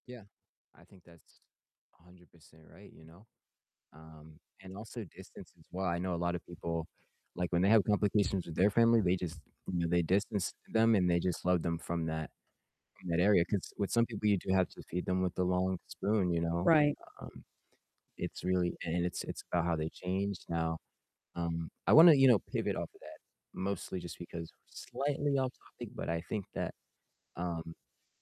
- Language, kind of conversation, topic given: English, unstructured, How can you tell a friend you need some space without making them feel rejected?
- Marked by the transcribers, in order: other background noise